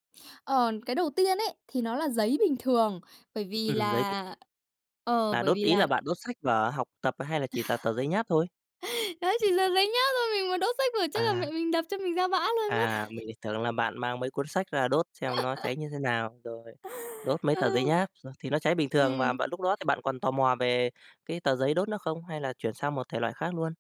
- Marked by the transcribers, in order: tapping; chuckle; laugh
- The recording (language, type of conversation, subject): Vietnamese, podcast, Bạn có nhớ lần đầu tiên mình thật sự tò mò về một điều gì đó không?